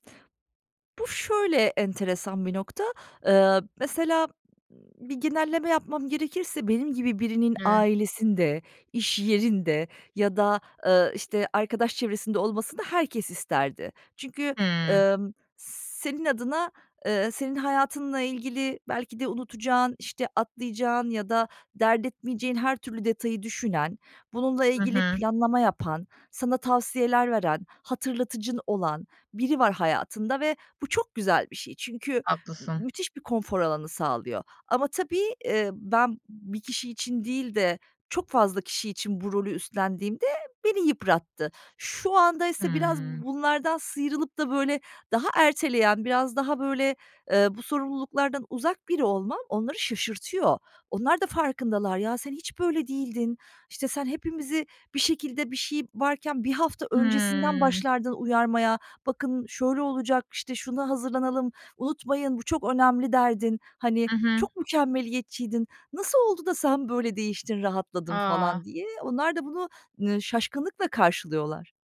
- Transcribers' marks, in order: other noise
- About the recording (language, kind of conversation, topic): Turkish, advice, Sürekli erteleme ve son dakika paniklerini nasıl yönetebilirim?